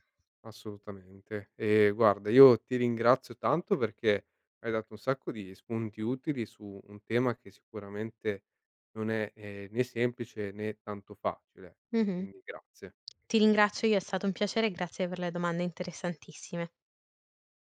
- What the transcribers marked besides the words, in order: none
- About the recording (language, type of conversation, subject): Italian, podcast, Come scegliere se avere figli oppure no?